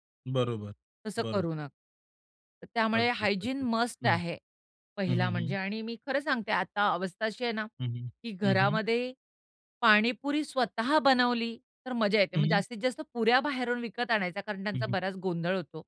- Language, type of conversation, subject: Marathi, podcast, तुम्हाला स्थानिक रस्त्यावरच्या खाण्यापिण्याचा सर्वात आवडलेला अनुभव कोणता आहे?
- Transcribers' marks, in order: other background noise; in English: "हायजीन"